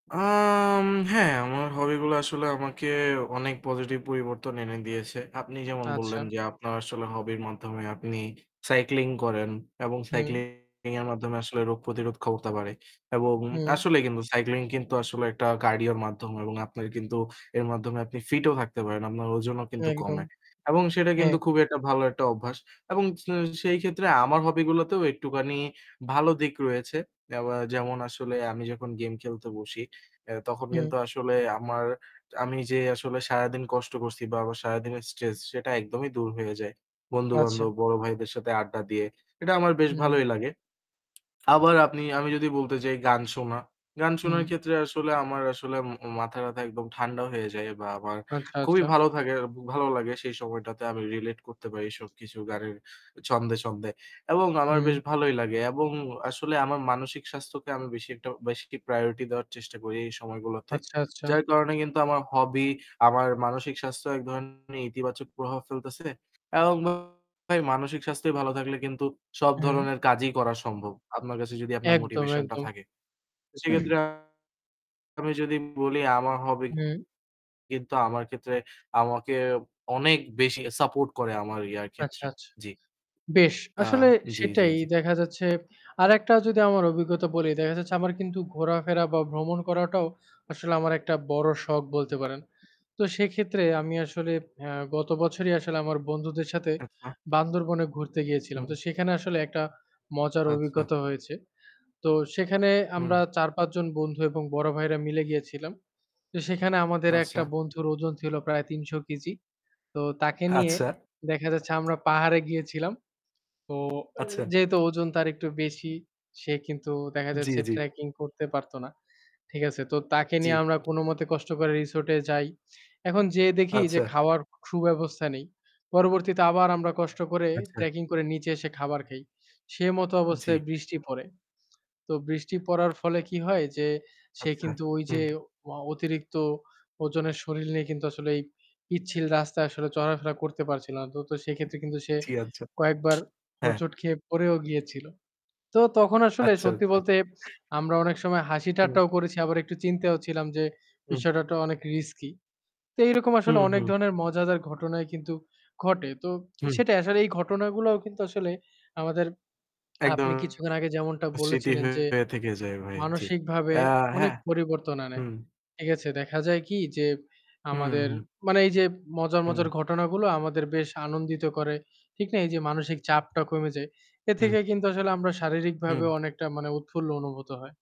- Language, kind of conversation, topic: Bengali, unstructured, তুমি কোন শখ শুরু করলে সবচেয়ে বেশি আনন্দ পেয়েছো?
- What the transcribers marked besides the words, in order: static; drawn out: "আম"; distorted speech; other background noise; tapping; laughing while speaking: "আচ্ছা"; "শরীর" said as "শরীল"; lip smack